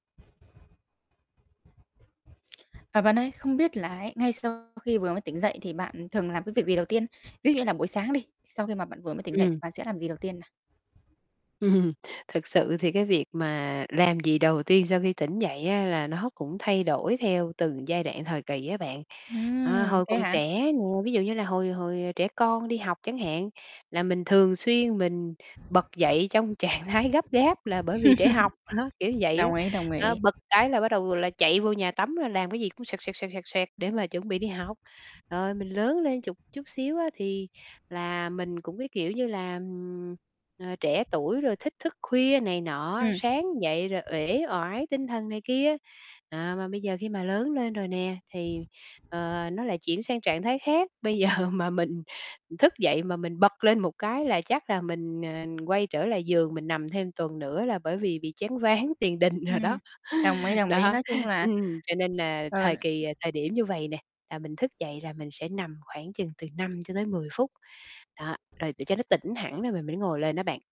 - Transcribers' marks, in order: other background noise; distorted speech; tapping; laughing while speaking: "Ừm"; laughing while speaking: "trạng thái"; laugh; laughing while speaking: "giờ"; laughing while speaking: "tiền đình đồ đó. Đó"
- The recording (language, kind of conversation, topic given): Vietnamese, podcast, Bạn thường làm gì đầu tiên ngay sau khi vừa tỉnh dậy?